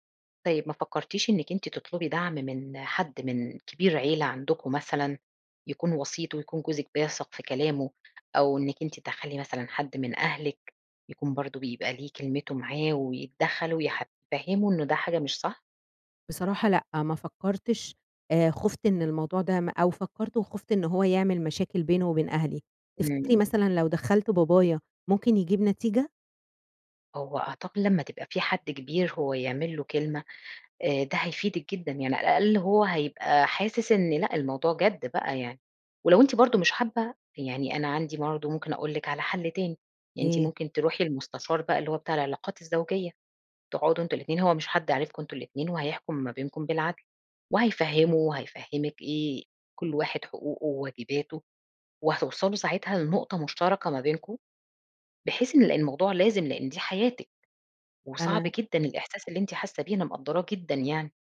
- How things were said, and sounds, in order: none
- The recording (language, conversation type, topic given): Arabic, advice, إزاي ضغوط العيلة عشان أمشي مع التقاليد بتخلّيني مش عارفة أكون على طبيعتي؟